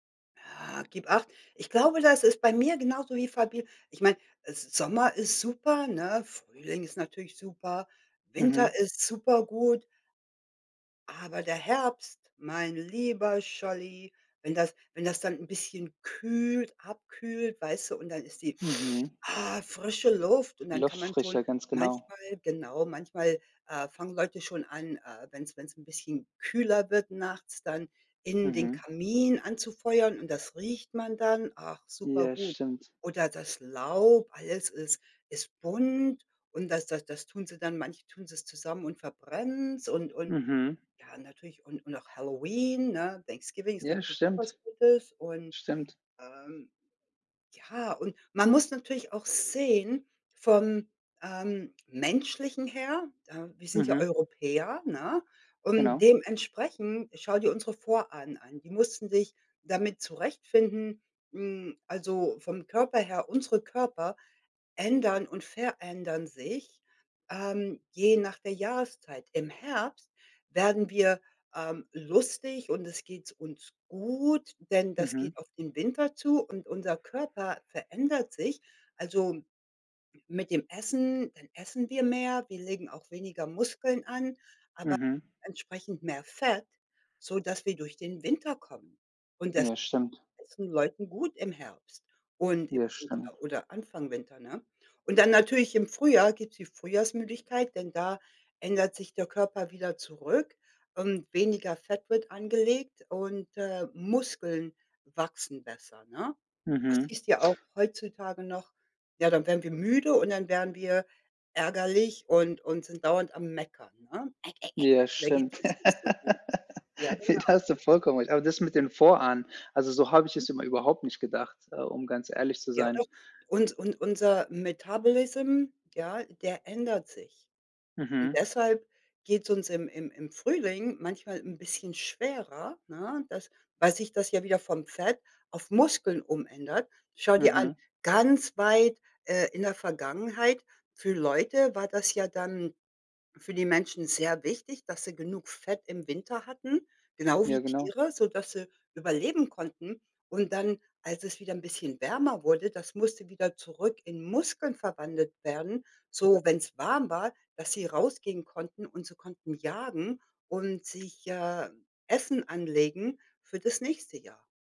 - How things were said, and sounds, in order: sniff; in English: "Thanksgiving"; tapping; other background noise; other noise; laugh; in English: "Metabolism"
- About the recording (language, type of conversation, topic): German, unstructured, Welche Jahreszeit magst du am liebsten und warum?